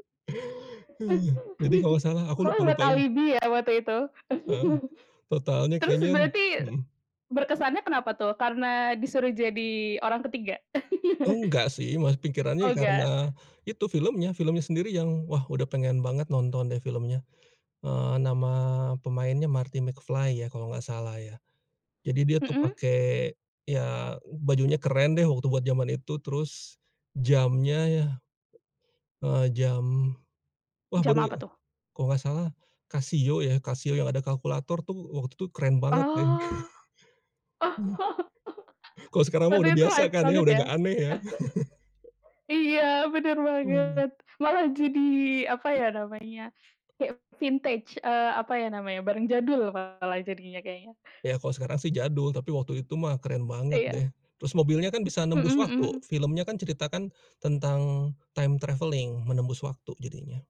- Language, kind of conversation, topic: Indonesian, podcast, Film apa yang paling berkesan buat kamu, dan kenapa begitu?
- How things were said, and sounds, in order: laugh; laughing while speaking: "Kamu buat alibi, ya"; chuckle; laugh; drawn out: "Oh"; laugh; chuckle; in English: "hype"; laughing while speaking: "Kalau sekarang, mah, udah biasa, kan, ya, udah enggak aneh, ya"; chuckle; laughing while speaking: "Iya, bener banget"; chuckle; in English: "vintage"; in English: "time travelling"